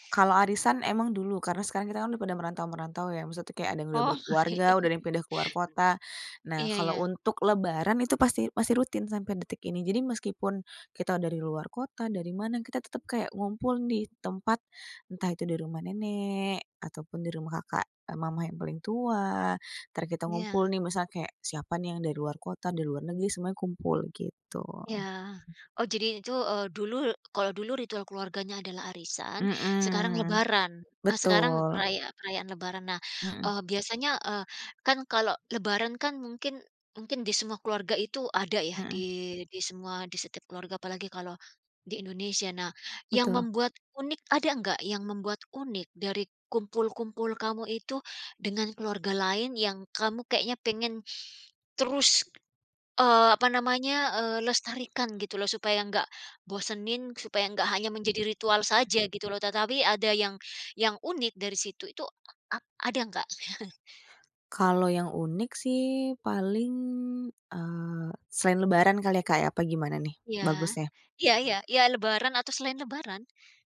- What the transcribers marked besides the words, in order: chuckle; other background noise; tapping; chuckle
- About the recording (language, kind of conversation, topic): Indonesian, podcast, Ritual keluarga apa yang terus kamu jaga hingga kini dan makin terasa berarti, dan kenapa begitu?